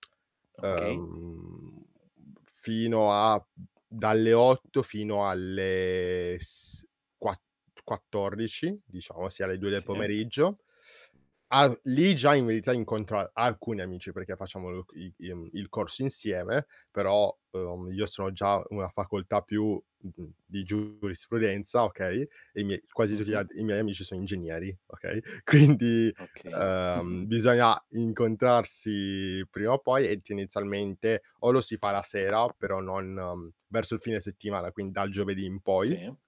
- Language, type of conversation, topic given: Italian, podcast, Come gestisci il tuo tempo tra studio e vita sociale?
- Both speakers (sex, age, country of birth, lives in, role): male, 20-24, Italy, Italy, guest; male, 30-34, Italy, Italy, host
- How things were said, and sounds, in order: static; other noise; other background noise; unintelligible speech; distorted speech; tapping; laughing while speaking: "quindi"; chuckle; "tendenzialmente" said as "tenezialmente"; "quindi" said as "quin"